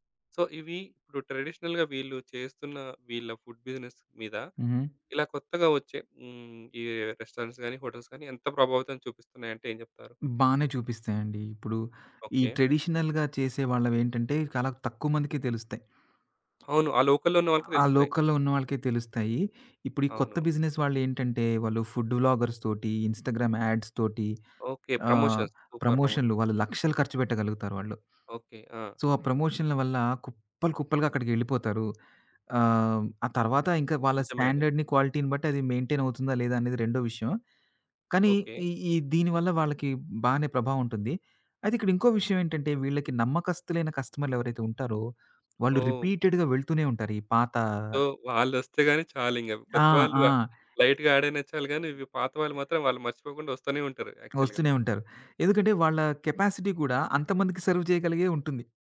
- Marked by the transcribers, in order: in English: "సో"; in English: "ట్రెడిషనల్‌గా"; in English: "ఫుడ్ బిజినెస్"; in English: "రెస్టారెంట్స్"; in English: "హోటల్స్"; other background noise; in English: "ట్రెడిషనల్‌గా"; in English: "లోకల్‌లో"; in English: "లోకల్‌లో"; in English: "బిజినెస్"; in English: "వ్లాగర్స్‌తోటి, ఇన్‌స్టాగ్రామ్ యాడ్స్‌తోటి"; in English: "ప్రమోషన్స్, సూపర్. ప్రమోషన్స్"; in English: "సో"; in English: "స్టాండర్డ్‌ని, క్వాలిటీని"; in English: "మెయింటైన్"; in English: "కస్టమర్స్"; in English: "రిపీటెడ్‌గా"; in English: "సో"; in English: "లైట్‌గా"; in English: "యాక్చువల్‌గా"; in English: "కెపాసిటీ"; in English: "సర్వ్"
- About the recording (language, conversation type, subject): Telugu, podcast, ఒక అజ్ఞాతుడు మీతో స్థానిక వంటకాన్ని పంచుకున్న సంఘటన మీకు గుర్తుందా?